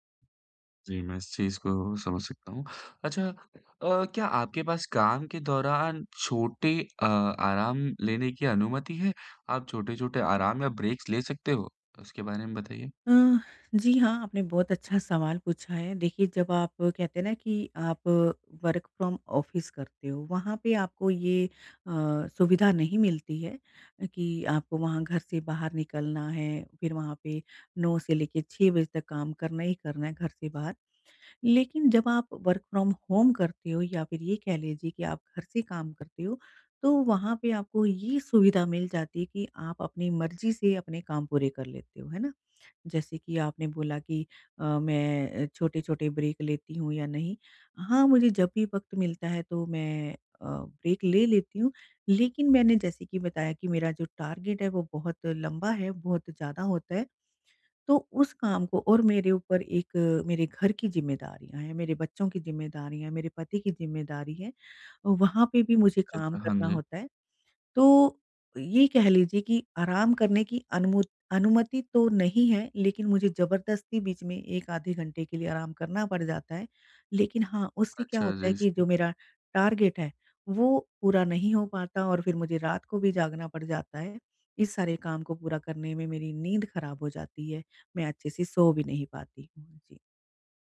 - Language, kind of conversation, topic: Hindi, advice, मैं लंबे समय तक बैठा रहता हूँ—मैं अपनी रोज़मर्रा की दिनचर्या में गतिविधि कैसे बढ़ाऊँ?
- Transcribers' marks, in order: in English: "ब्रेक्स"; in English: "वर्क फ्रॉम ऑफिस"; in English: "वर्क फ्रॉम होम"; in English: "ब्रेक"; in English: "ब्रेक"; in English: "टारगेट"; in English: "टारगेट"